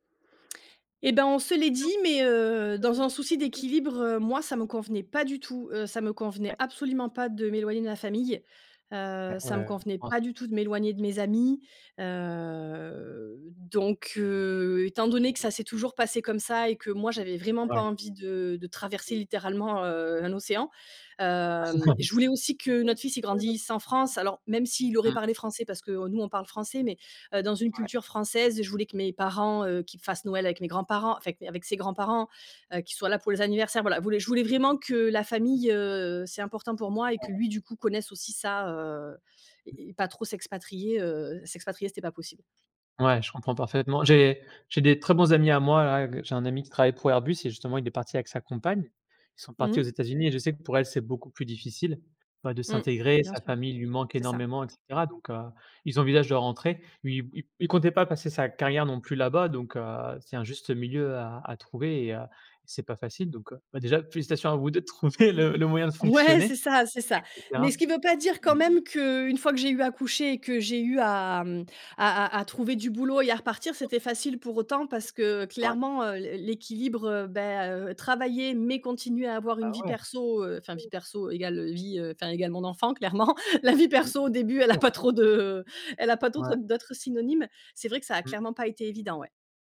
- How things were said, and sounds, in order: background speech; stressed: "pas"; other background noise; unintelligible speech; drawn out: "Heu"; unintelligible speech; unintelligible speech; chuckle; stressed: "s'intégrer"; laughing while speaking: "Ouais, c'est ça"; tapping; stressed: "mais"; laughing while speaking: "clairement. La vie perso, au … d'autres d'autres synonymes"
- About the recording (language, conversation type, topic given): French, podcast, Comment as-tu trouvé un équilibre entre ta vie professionnelle et ta vie personnelle après un changement ?
- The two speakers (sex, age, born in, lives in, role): female, 35-39, France, France, guest; male, 30-34, France, France, host